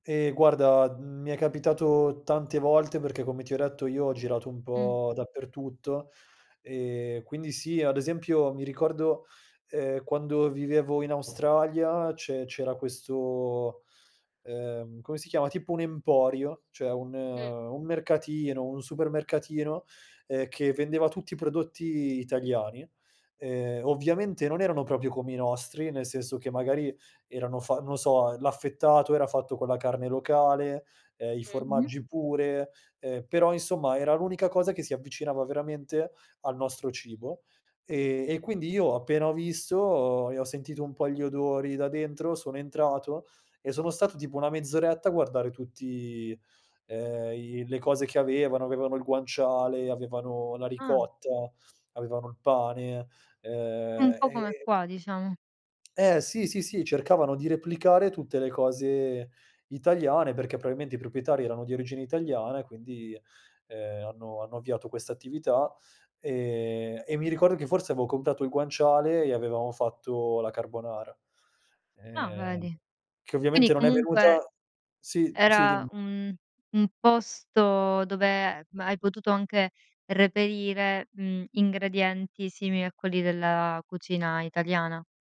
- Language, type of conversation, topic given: Italian, podcast, In che modo il cibo ti aiuta a sentirti a casa quando sei lontano/a?
- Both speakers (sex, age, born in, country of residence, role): female, 35-39, Italy, Italy, host; male, 30-34, Italy, Italy, guest
- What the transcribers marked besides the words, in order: tapping; drawn out: "questo"; "proprio" said as "propio"; "proprietari" said as "propietari"